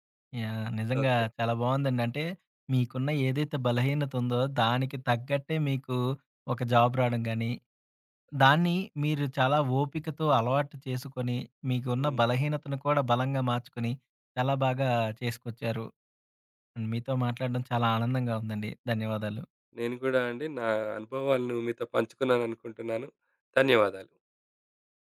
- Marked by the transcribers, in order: in English: "యాహ్!"; in English: "జాబ్"
- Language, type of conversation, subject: Telugu, podcast, బలహీనతను బలంగా మార్చిన ఒక ఉదాహరణ చెప్పగలరా?